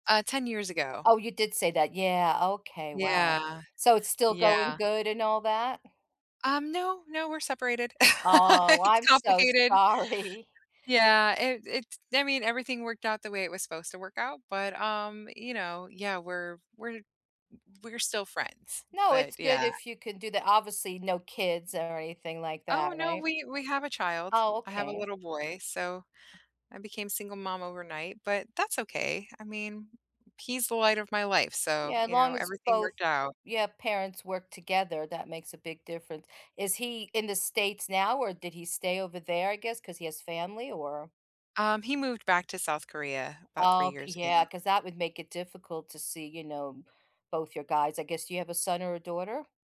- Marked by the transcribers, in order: tapping; other background noise; laugh; laughing while speaking: "sorry"
- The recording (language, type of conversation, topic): English, unstructured, What’s the funniest thing that’s happened to you while traveling?
- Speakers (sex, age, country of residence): female, 40-44, United States; female, 50-54, United States